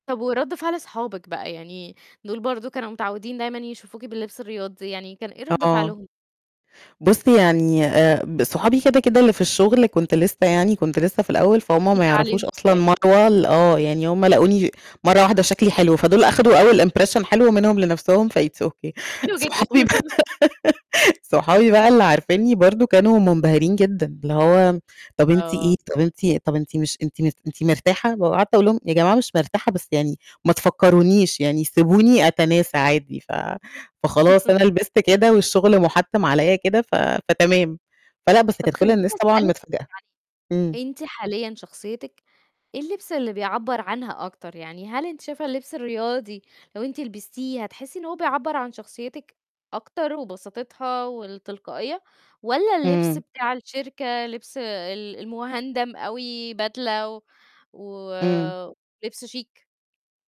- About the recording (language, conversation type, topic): Arabic, podcast, احكيلي عن أول مرة حسّيتي إن لبسك بيعبر عنك؟
- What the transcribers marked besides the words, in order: distorted speech; in English: "impression"; in English: "فit's okay"; laugh; laughing while speaking: "صحابي بقى"; chuckle; laugh; laugh; tapping